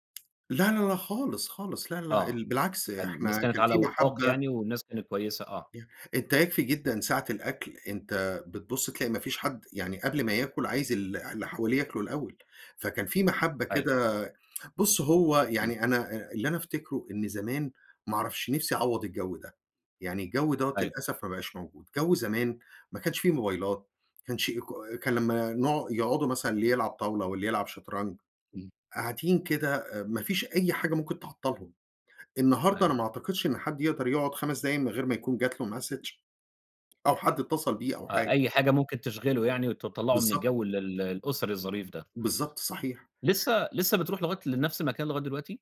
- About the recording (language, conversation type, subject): Arabic, podcast, إيه أحلى سفرة سافرتها وبتفضل فاكرها على طول؟
- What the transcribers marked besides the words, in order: tsk; tsk; tapping; in English: "Message"